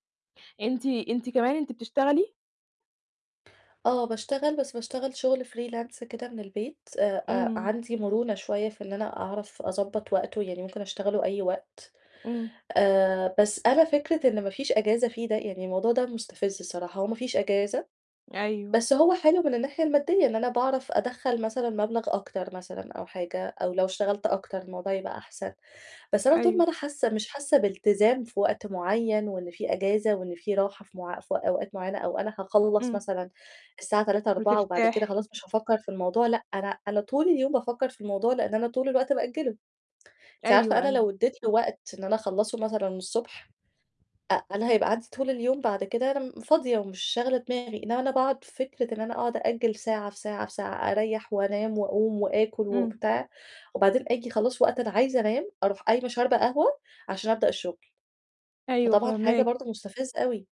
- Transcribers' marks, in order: in English: "freelance"; tapping; distorted speech
- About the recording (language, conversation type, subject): Arabic, advice, إزاي أبطل تسويف وأنجز المهام اللي متراكمة عليّا كل يوم؟